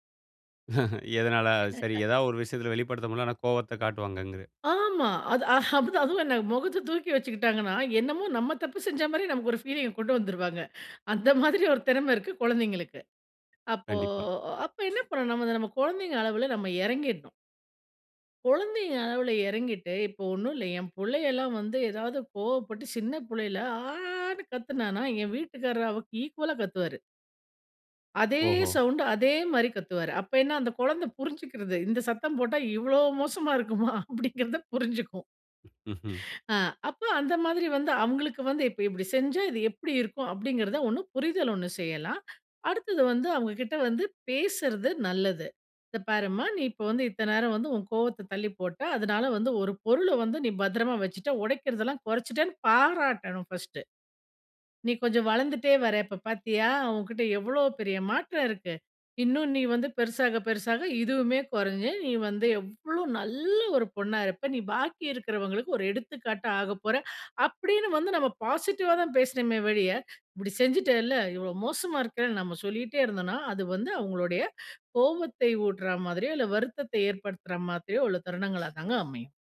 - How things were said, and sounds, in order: chuckle; laugh; laughing while speaking: "அது ஹ, அப்டித்தான். அதுவும் என்ன … திறமை இருக்கு குழந்தைங்களுக்கு"; in English: "ஃபீலிங்க"; other background noise; drawn out: "ஆன்னு"; in English: "ஈக்குவலா"; drawn out: "அதே"; in English: "சவுண்டு"; laughing while speaking: "இவ்வளோ மோசமா இருக்குமா? அப்படிங்கிறத புரிஞ்சுக்கும். அ"; in English: "ஃபர்ஸ்ட்டு"; drawn out: "நல்ல"; in English: "பாசிட்டிவா"; "ஒழிய" said as "வழிய"
- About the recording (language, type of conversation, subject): Tamil, podcast, குழந்தைகளுக்கு உணர்ச்சிகளைப் பற்றி எப்படி விளக்குவீர்கள்?
- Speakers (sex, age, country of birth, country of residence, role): female, 40-44, India, India, guest; male, 40-44, India, India, host